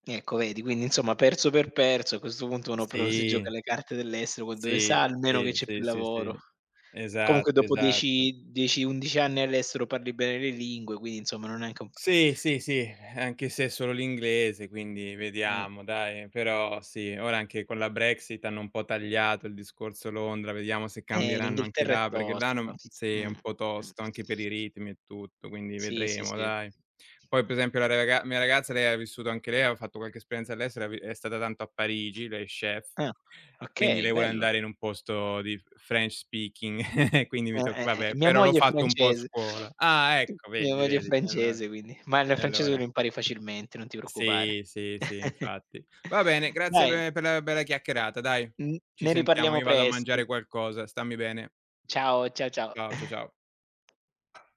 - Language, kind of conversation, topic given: Italian, unstructured, Come pensi che i social media influenzino la politica?
- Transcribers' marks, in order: drawn out: "Sì"; other background noise; sigh; tapping; in English: "french speaking"; chuckle; sniff; chuckle; breath